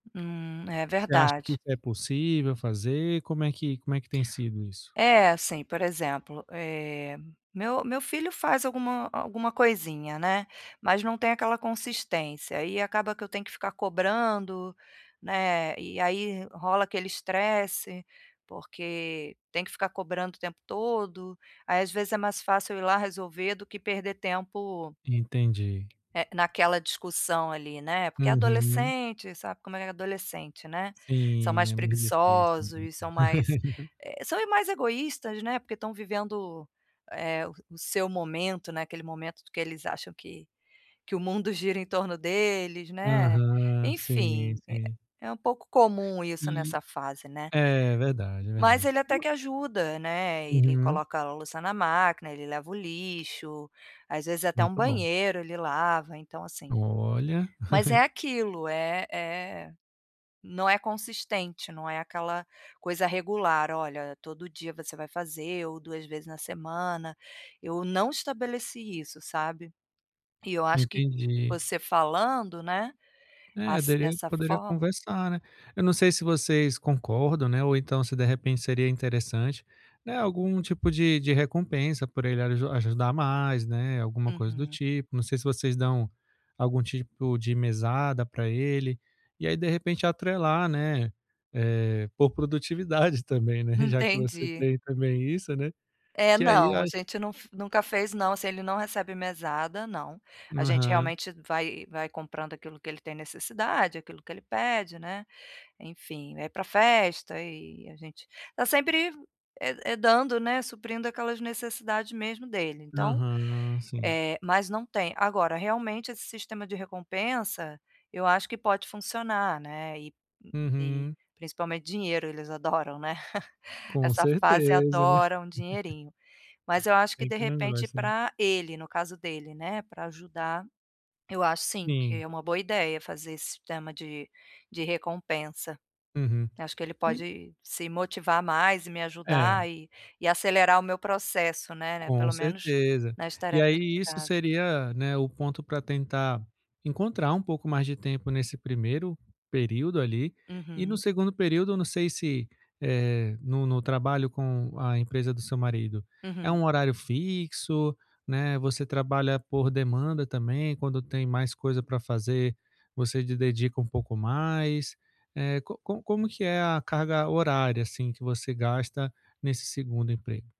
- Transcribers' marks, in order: tapping; laugh; other background noise; chuckle; laughing while speaking: "produtividade também"; chuckle
- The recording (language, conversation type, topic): Portuguese, advice, Como posso encontrar tempo para cuidar de mim mesmo?